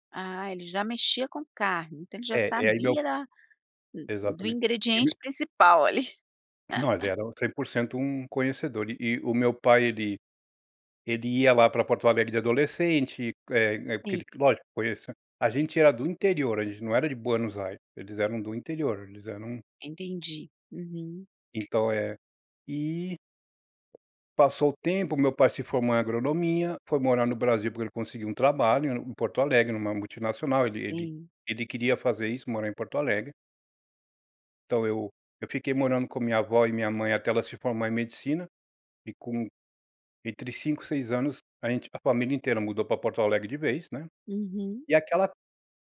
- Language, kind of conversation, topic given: Portuguese, podcast, Qual era um ritual à mesa na sua infância?
- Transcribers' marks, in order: other background noise; laugh; tapping